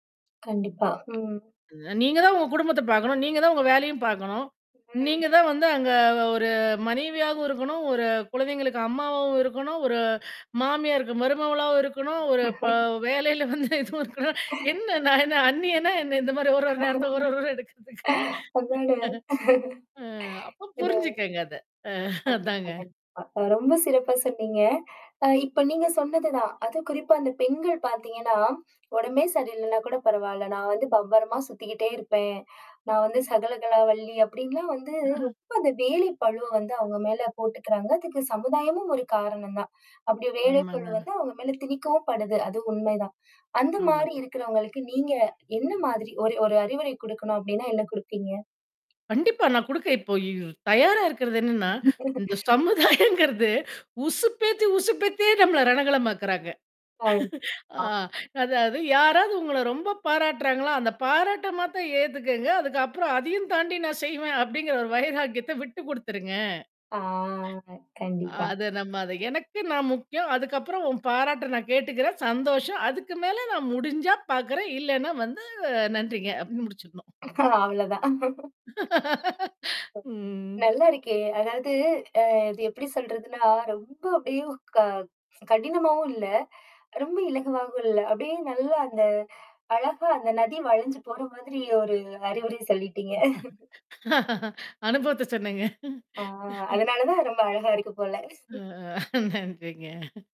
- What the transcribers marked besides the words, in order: mechanical hum; tapping; distorted speech; drawn out: "அங்கே ஒரு"; "மருமகளாவும்" said as "மருமவளாவும்"; laugh; laughing while speaking: "வேலையில வந்து இதுவும் இருக்கணும். என்ன? … ஒரு வேடம் எடுக்கிறதுக்கு"; laugh; laughing while speaking: "அதனால இத"; static; laughing while speaking: "அ, அதாங்க"; laugh; laugh; other noise; laughing while speaking: "இந்த சமுதாயம்ங்கிறது"; laugh; unintelligible speech; drawn out: "ஆ"; chuckle; laughing while speaking: "அவ்ளோதான். நல்லா இருக்கே!"; other background noise; laugh; laughing while speaking: "ஒரு அறிவுரையை சொல்லிட்டீங்க!"; laughing while speaking: "அனுபவத்தை சொன்னேங்க"; drawn out: "ஆ"; laugh; drawn out: "அ"; laughing while speaking: "நன்றிங்க"
- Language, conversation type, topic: Tamil, podcast, உடல்நிலையும் மனநிலையும் ஒருமுகக் கவன நிலையுடன் தொடர்புடையதா?